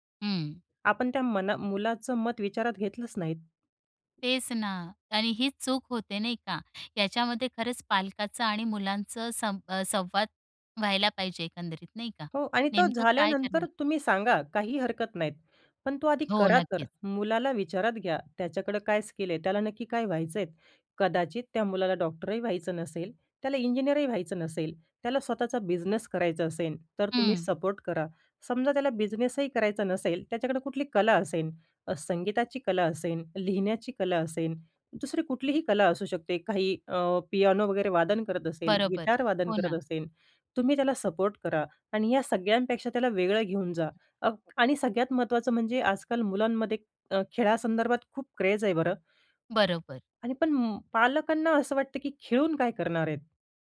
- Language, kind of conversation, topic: Marathi, podcast, करिअर निवडीबाबत पालकांच्या आणि मुलांच्या अपेक्षा कशा वेगळ्या असतात?
- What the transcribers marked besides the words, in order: in English: "स्किल"; in English: "इंजिनिअरही"; in English: "बिझनेस"; in English: "सपोर्ट"; in English: "बिझनेसही"; in English: "सपोर्ट"; in English: "क्रेझ"